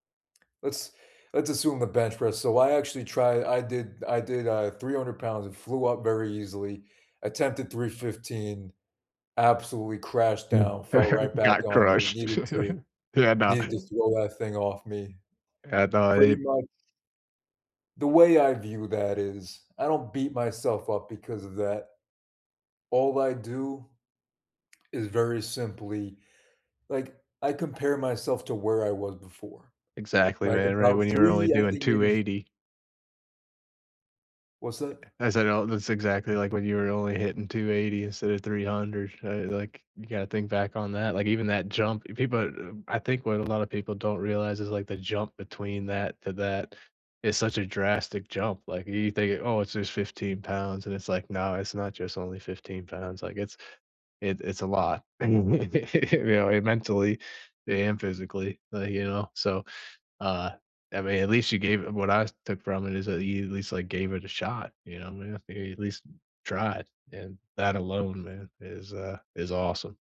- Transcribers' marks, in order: laughing while speaking: "Everything"; chuckle; other background noise; chuckle; unintelligible speech
- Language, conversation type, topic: English, unstructured, How has your way of coping with loss changed over time?
- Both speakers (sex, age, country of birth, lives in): male, 18-19, United States, United States; male, 30-34, United States, United States